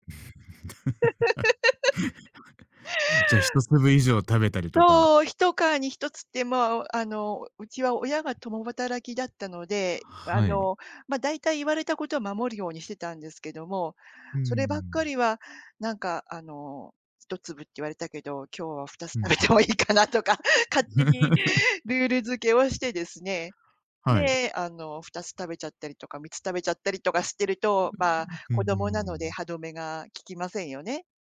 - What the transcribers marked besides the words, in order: chuckle; laughing while speaking: "はい"; chuckle; laugh; laughing while speaking: "ふたつ 食べてもいいかなとか"; laugh
- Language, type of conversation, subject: Japanese, podcast, 子どもの頃の食べ物の思い出を聞かせてくれますか？